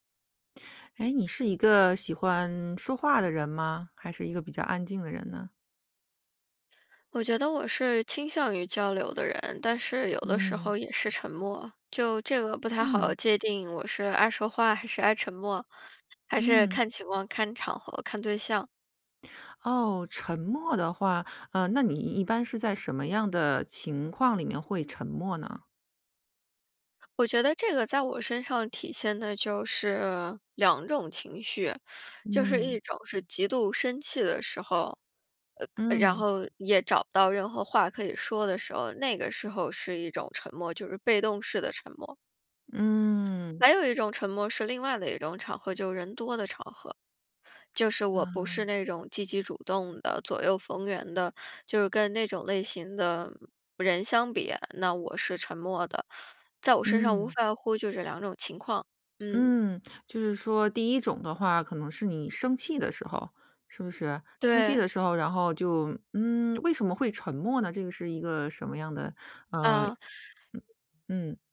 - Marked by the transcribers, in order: none
- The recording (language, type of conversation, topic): Chinese, podcast, 沉默在交流中起什么作用？